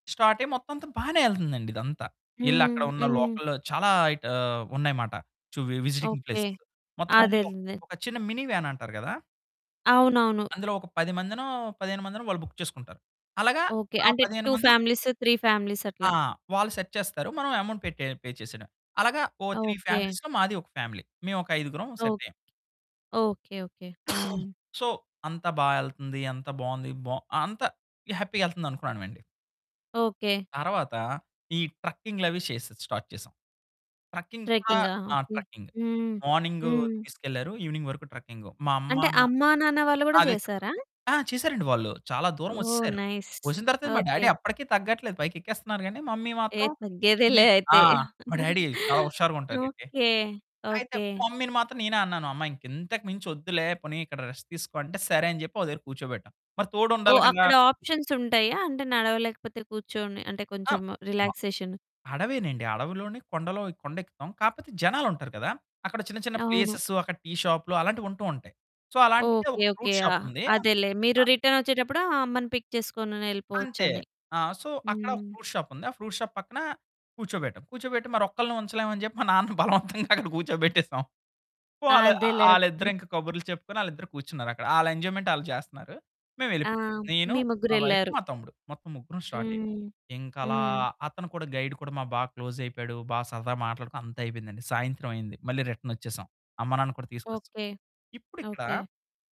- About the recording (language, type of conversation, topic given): Telugu, podcast, ప్రయాణంలో ఒకసారి మీరు దారి తప్పిపోయిన అనుభవాన్ని చెప్పగలరా?
- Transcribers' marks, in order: in English: "లోకల్‌లో"; in English: "వి విజిటింగ్ ప్లేసెస్"; other background noise; distorted speech; in English: "మిని వ్యాన్"; in English: "బుక్"; in English: "టూ ఫ్యామిలీస్, త్రీ ఫ్యామిలీస్"; in English: "సెట్"; in English: "ఎమౌంట్"; in English: "పే"; in English: "త్రీ ఫ్యామిలీస్‌లో"; in English: "ఫ్యామిలీ"; cough; in English: "సో"; in English: "హ్యాపీగా"; in English: "స్టార్ట్"; in English: "ట్రక్కింగ్"; in English: "ట్రక్కింగ్"; in English: "ఈవినింగ్"; in English: "ట్రక్కింగ్"; in English: "డ్యాడీ"; in English: "నైస్"; in English: "మమ్మీ"; in English: "డ్యాడీ"; in English: "మమ్మీని"; giggle; in English: "రెస్ట్"; in English: "ఆప్షన్స్"; in English: "ప్లేసెస్"; in English: "సో"; in English: "ఫ్రూట్"; in English: "రిటర్న్"; in English: "పిక్"; in English: "సో"; in English: "ఫ్రూట్"; in English: "ఫ్రూట్ షాప్"; laughing while speaking: "మా నాన్నను బలవంతంగా అక్కడ కూర్చోబెట్టేసాం"; in English: "రిటర్న్"